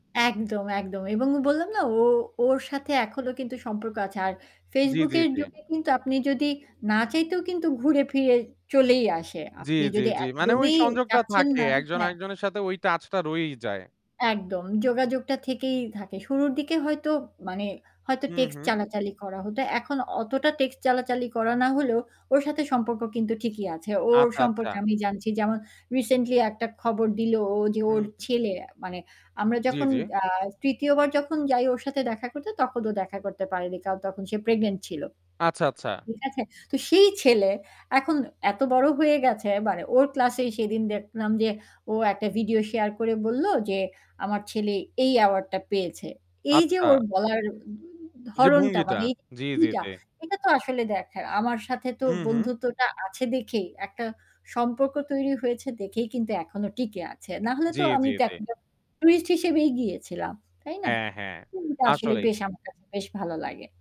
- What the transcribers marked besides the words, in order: static; tapping; unintelligible speech
- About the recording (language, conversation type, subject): Bengali, podcast, ভাষার ভিন্নতা সত্ত্বেও তুমি কীভাবে বন্ধুত্ব গড়ে তুলেছিলে?